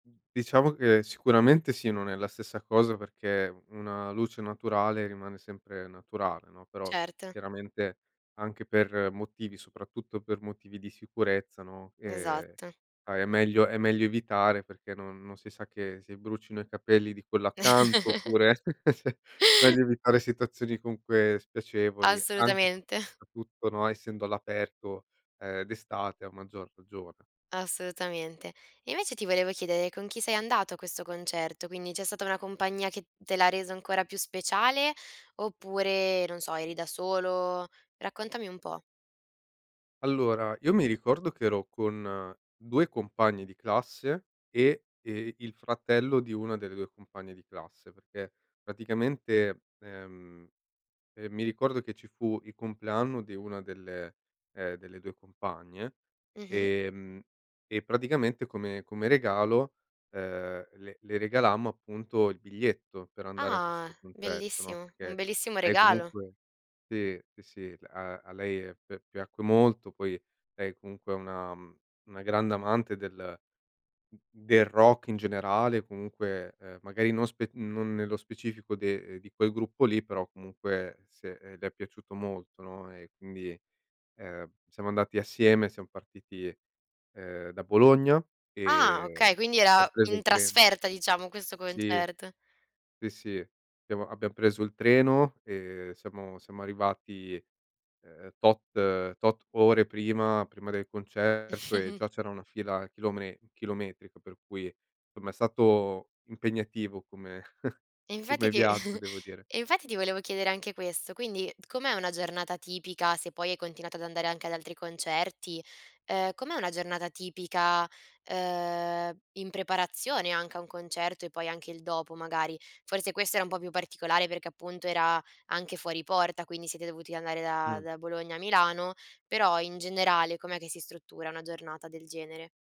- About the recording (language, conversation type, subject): Italian, podcast, Raccontami di un concerto che non dimenticherai
- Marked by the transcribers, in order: chuckle; chuckle; chuckle